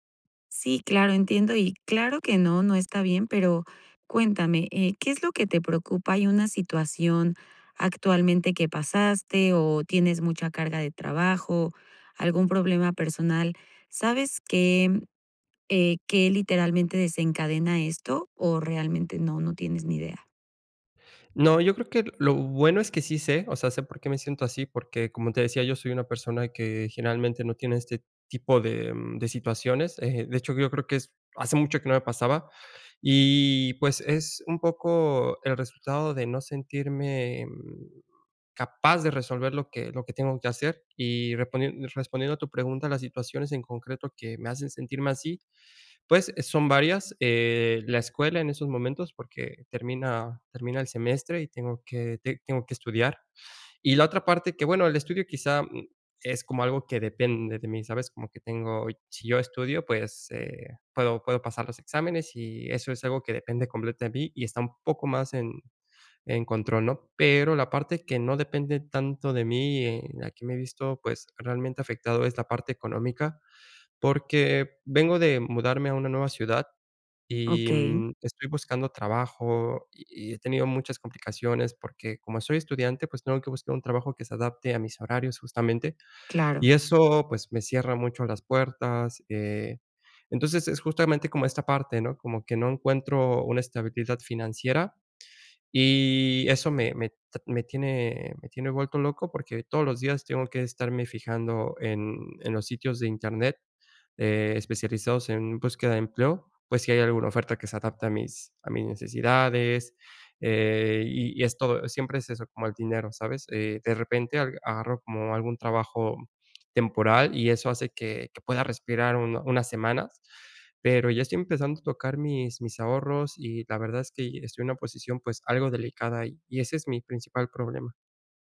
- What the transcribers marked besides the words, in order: none
- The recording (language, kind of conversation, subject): Spanish, advice, ¿Cómo puedo manejar la sobrecarga mental para poder desconectar y descansar por las noches?